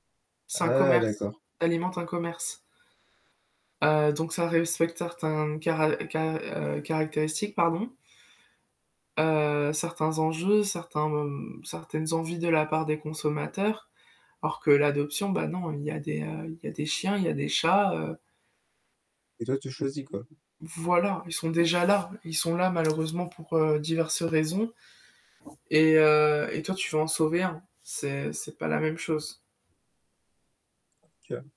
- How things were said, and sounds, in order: static; other background noise
- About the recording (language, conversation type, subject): French, unstructured, Comment choisir un animal de compagnie adapté à ton mode de vie ?